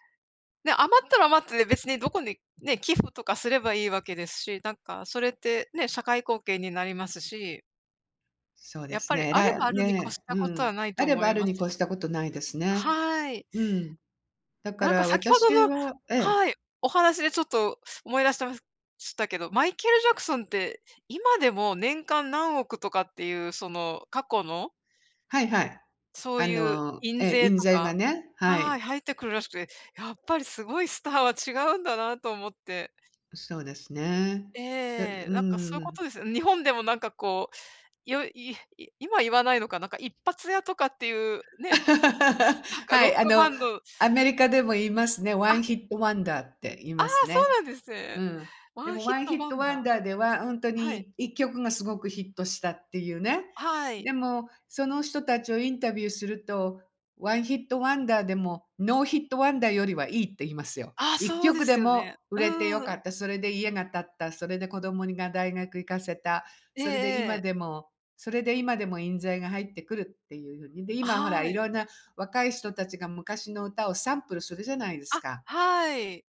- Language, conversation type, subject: Japanese, unstructured, 将来の目標は何ですか？
- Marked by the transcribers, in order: other background noise; laugh; in English: "ワンヒットワンダー"; in English: "ワンヒットワンダー"; in English: "ワンヒットワンダー"; in English: "ワンヒットワンダー"; in English: "ノーヒットワンダー"